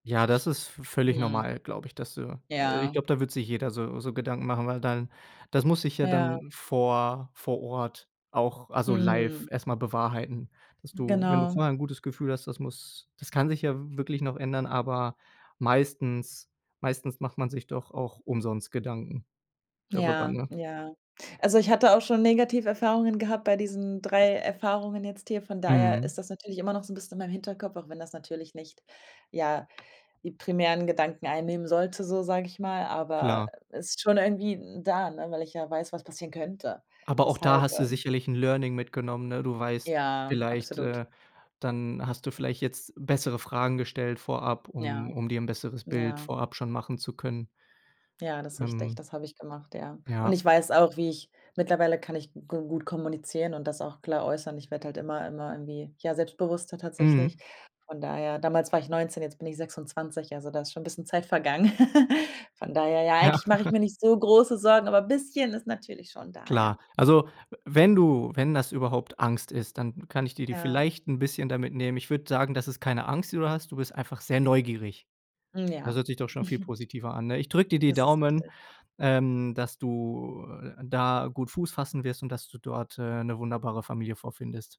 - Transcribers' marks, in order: other background noise; in English: "Learning"; giggle; laughing while speaking: "Ja"; giggle; chuckle
- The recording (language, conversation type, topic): German, advice, Welche Sorgen und Ängste hast du wegen des Umzugs in eine fremde Stadt und des Neuanfangs?